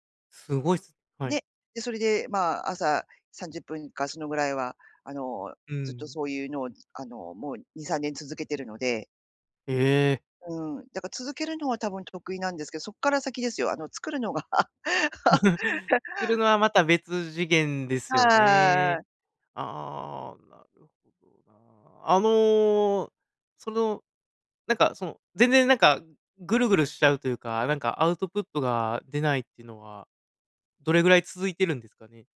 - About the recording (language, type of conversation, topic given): Japanese, advice, 毎日短時間でも創作を続けられないのはなぜですか？
- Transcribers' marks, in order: laugh